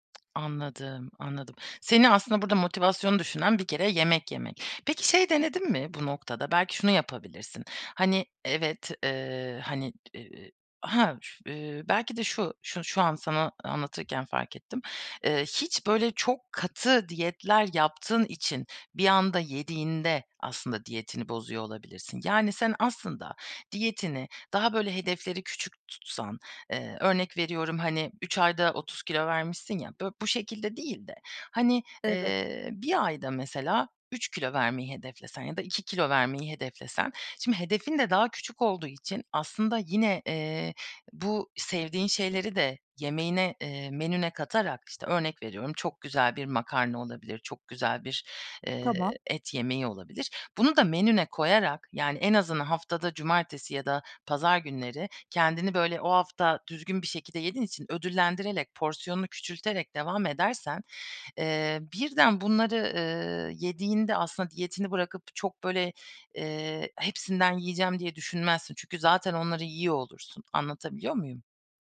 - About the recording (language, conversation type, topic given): Turkish, advice, Kilo vermeye çalışırken neden sürekli motivasyon kaybı yaşıyorum?
- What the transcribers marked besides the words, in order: other background noise